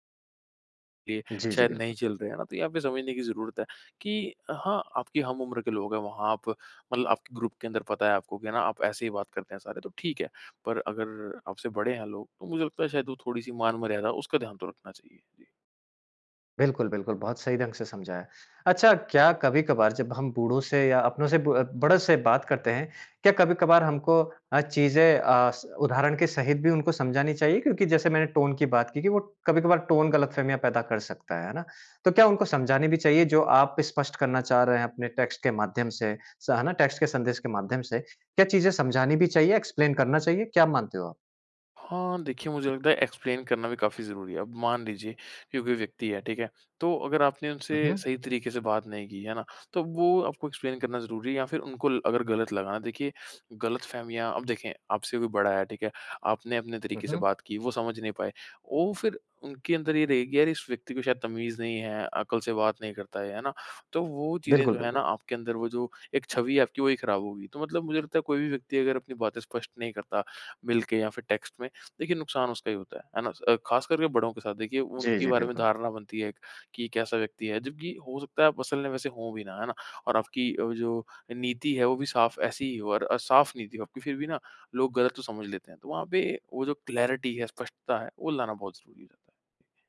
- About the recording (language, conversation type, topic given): Hindi, podcast, टेक्स्ट संदेशों में गलतफहमियाँ कैसे कम की जा सकती हैं?
- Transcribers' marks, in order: in English: "ग्रुप"; in English: "टोन"; in English: "टोन"; in English: "टेक्स्ट"; in English: "टेक्स्ट"; in English: "एक्सप्लेन"; in English: "एक्सप्लेन"; in English: "एक्सप्लेन"; in English: "टेक्स्ट"; in English: "क्लैरिटी"